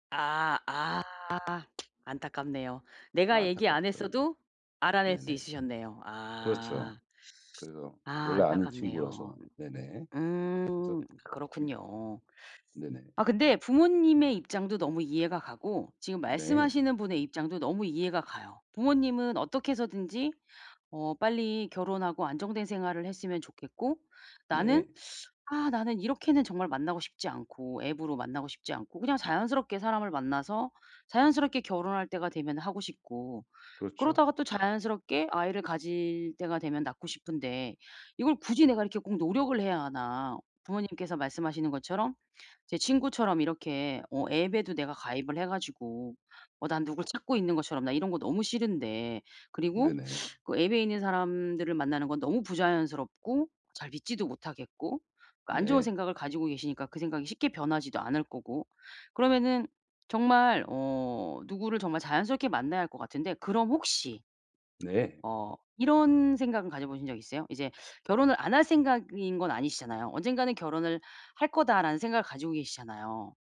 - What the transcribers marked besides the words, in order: tapping; other background noise
- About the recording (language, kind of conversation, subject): Korean, advice, 가족의 기대와 제 가치관을 현실적으로 어떻게 조율하면 좋을까요?